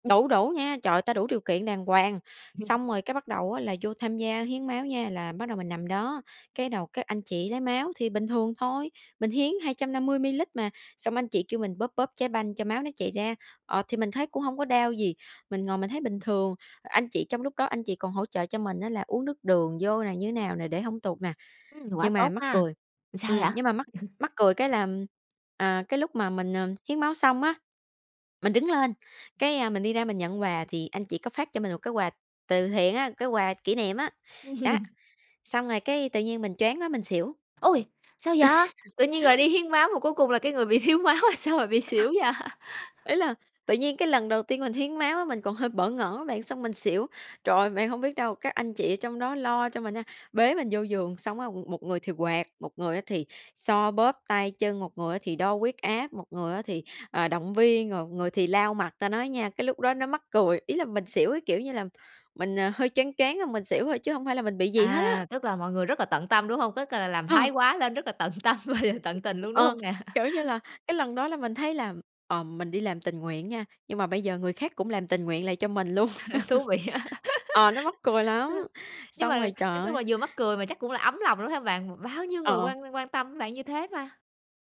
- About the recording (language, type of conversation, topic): Vietnamese, podcast, Bạn nghĩ sao về việc tham gia tình nguyện để kết nối cộng đồng?
- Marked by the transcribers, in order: tapping; chuckle; chuckle; laughing while speaking: "Ừm"; other background noise; laugh; laughing while speaking: "thiếu máu, mà sao mà bị xỉu vậy?"; laughing while speaking: "Ờ"; laugh; laughing while speaking: "và"; laugh; laugh; laughing while speaking: "vị á"; laugh; laughing while speaking: "luôn"; laugh